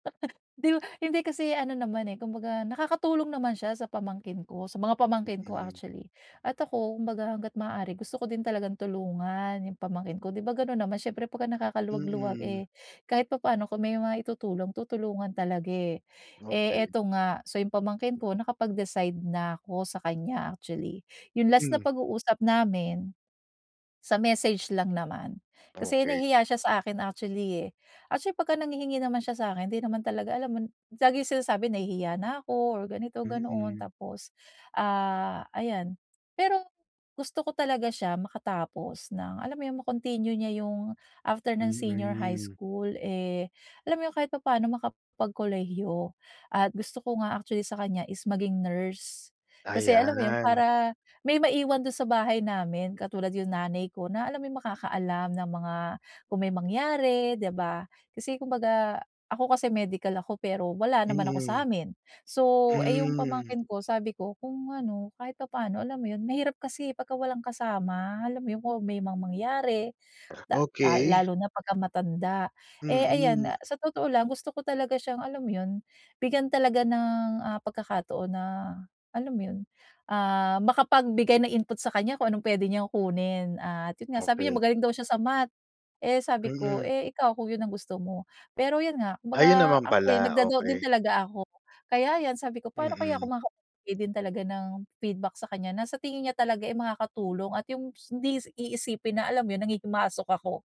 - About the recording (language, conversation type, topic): Filipino, advice, Paano ako makapagbibigay ng puna na makakatulong sa pag-unlad?
- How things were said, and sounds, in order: in English: "nakapag-decide"; other background noise; in English: "input"; in English: "nag-da-doubt"; in English: "feedback"